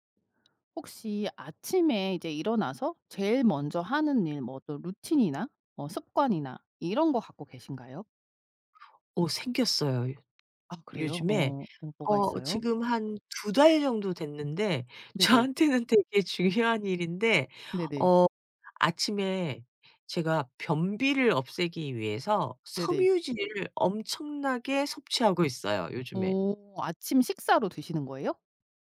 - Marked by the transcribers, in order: tapping; laughing while speaking: "저한테는 되게 중요한 일인데"
- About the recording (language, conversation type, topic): Korean, podcast, 아침에 일어나서 가장 먼저 하는 일은 무엇인가요?